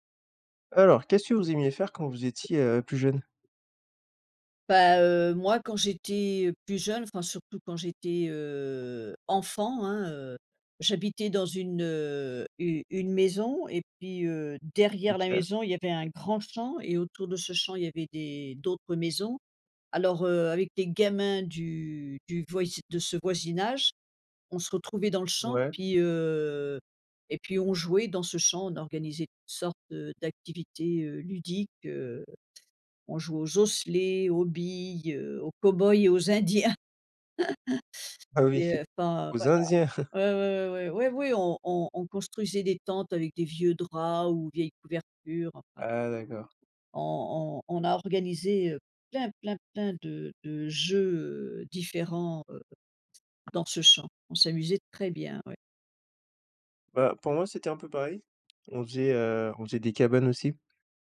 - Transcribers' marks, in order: tapping; drawn out: "une"; stressed: "derrière"; laughing while speaking: "Indiens"; chuckle; chuckle
- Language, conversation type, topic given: French, unstructured, Qu’est-ce que tu aimais faire quand tu étais plus jeune ?